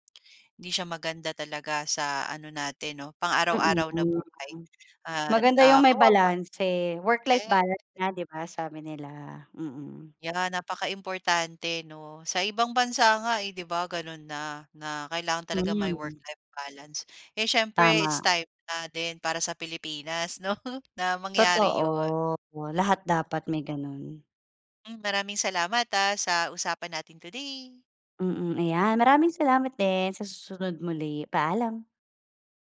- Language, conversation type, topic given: Filipino, podcast, Anong simpleng gawi ang inampon mo para hindi ka maubos sa pagod?
- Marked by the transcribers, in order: tapping; other background noise; laughing while speaking: "'no"